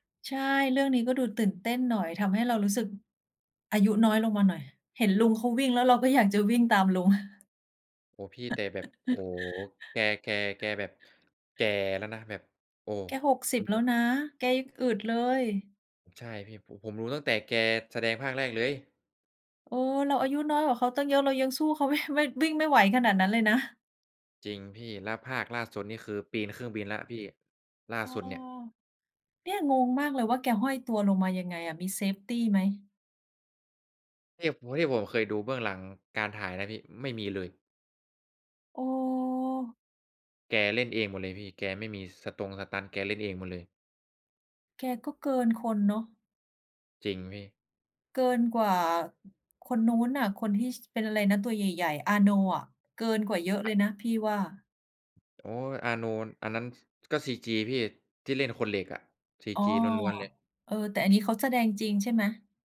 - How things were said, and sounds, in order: chuckle; stressed: "เลย"; laughing while speaking: "ไม่"; in English: "เซฟตี"; tapping
- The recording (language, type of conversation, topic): Thai, unstructured, อะไรทำให้ภาพยนตร์บางเรื่องชวนให้รู้สึกน่ารังเกียจ?